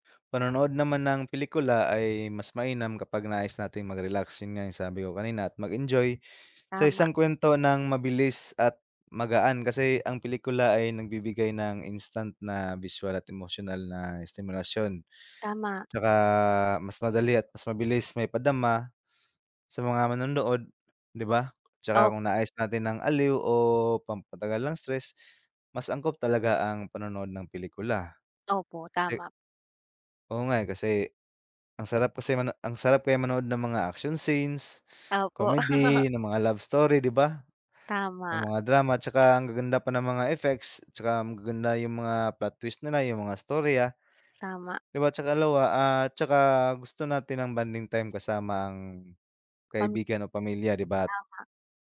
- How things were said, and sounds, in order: chuckle; sniff
- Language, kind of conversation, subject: Filipino, unstructured, Alin ang pipiliin mo: magbasa ng libro o manood ng pelikula?